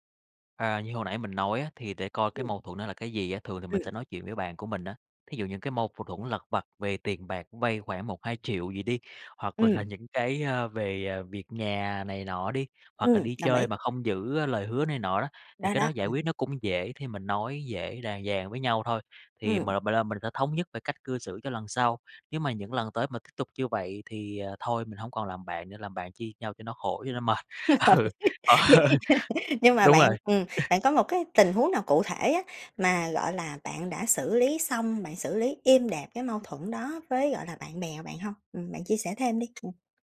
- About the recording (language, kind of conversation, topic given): Vietnamese, podcast, Bạn xử lý mâu thuẫn với bạn bè như thế nào?
- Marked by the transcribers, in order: tapping; other background noise; laugh; laughing while speaking: "Vẫn y chang"; laughing while speaking: "Ừ, ờ"; chuckle